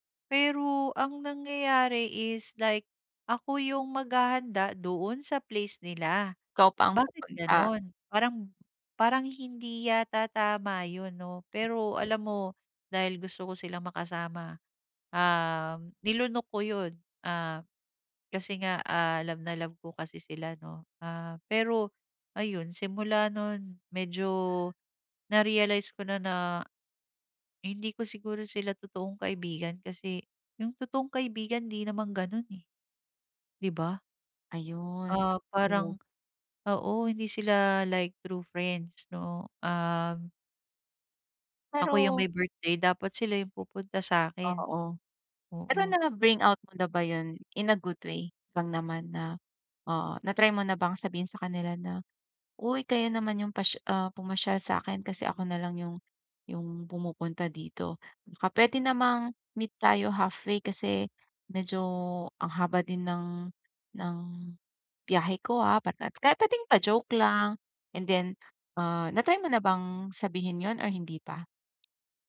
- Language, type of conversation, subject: Filipino, advice, Paano ako magtatakda ng personal na hangganan sa mga party?
- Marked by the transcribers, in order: other background noise